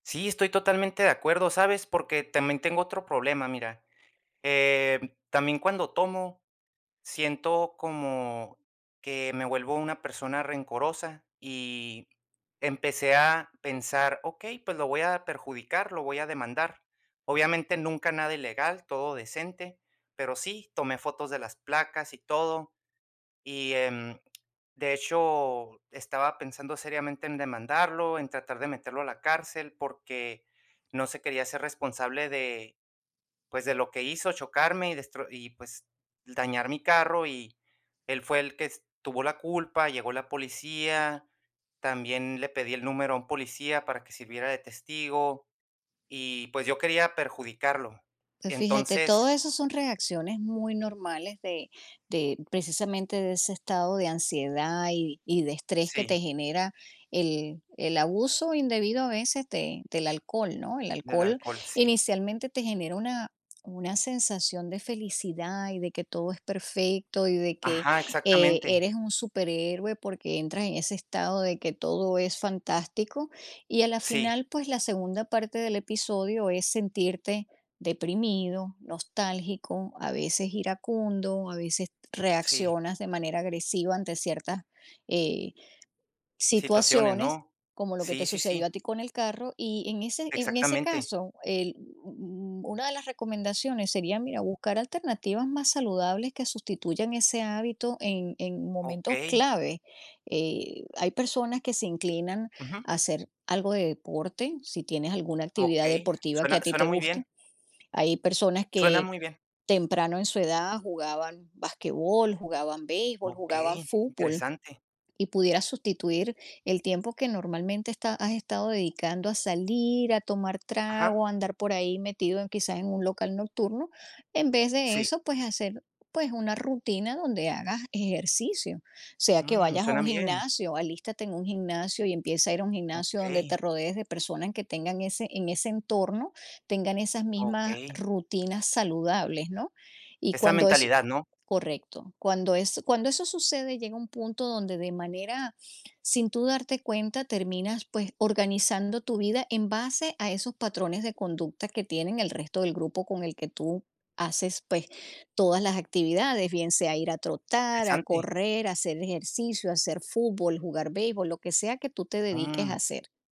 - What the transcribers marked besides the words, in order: none
- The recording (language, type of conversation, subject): Spanish, advice, ¿Por qué me cuesta dejar hábitos poco saludables?